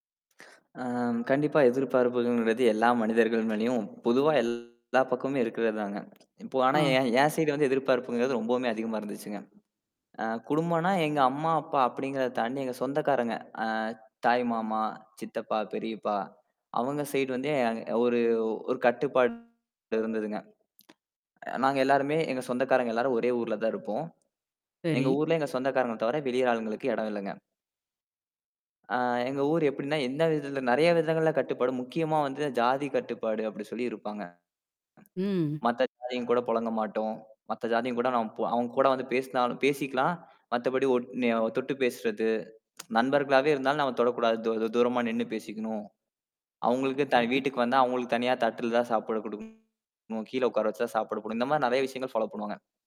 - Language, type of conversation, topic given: Tamil, podcast, குடும்ப எதிர்பார்ப்புகளை மீறுவது எளிதா, சிரமமா, அதை நீங்கள் எப்படி சாதித்தீர்கள்?
- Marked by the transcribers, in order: mechanical hum; other background noise; distorted speech; other noise; tsk; in English: "ஃபாலோ"